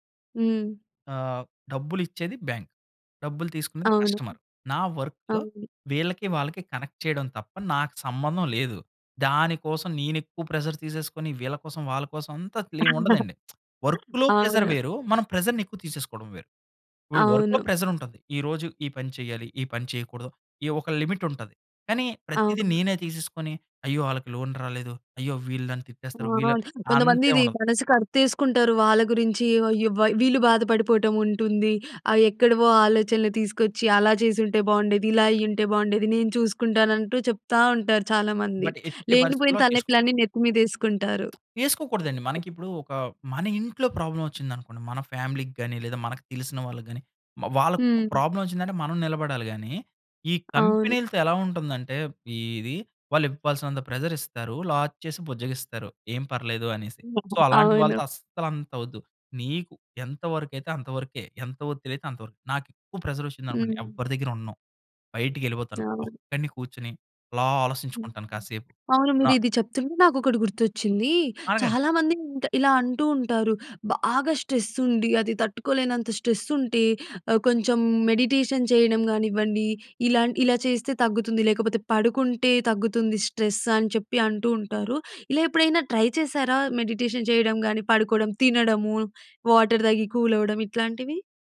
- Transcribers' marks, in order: in English: "కస్టమర్"; other background noise; in English: "కనెక్ట్"; in English: "ప్రెషర్"; lip smack; in English: "వర్క్‌లో ప్రెషర్"; chuckle; in English: "ప్రెషర్‌ని"; in English: "వర్క్‌లో ప్రెషర్"; tapping; in English: "లిమిట్"; in English: "లోన్"; in English: "బట్"; in English: "ప్రాబ్లమ్"; in English: "ఫ్యామిలీకి"; in English: "ప్రాబ్లమ్"; in English: "కంపెనీలతో"; in English: "ప్రెషర్"; in English: "లాస్"; chuckle; in English: "సో"; in English: "ప్రెషర్"; in English: "స్ట్రెస్"; in English: "స్ట్రెస్"; in English: "మెడిటేషన్"; in English: "స్ట్రెస్"; in English: "ట్రై"; in English: "మెడిటేషన్"; in English: "వాటర్"; in English: "కూల్"
- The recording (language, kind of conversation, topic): Telugu, podcast, ఒత్తిడిని తగ్గించుకోవడానికి మీరు సాధారణంగా ఏ మార్గాలు అనుసరిస్తారు?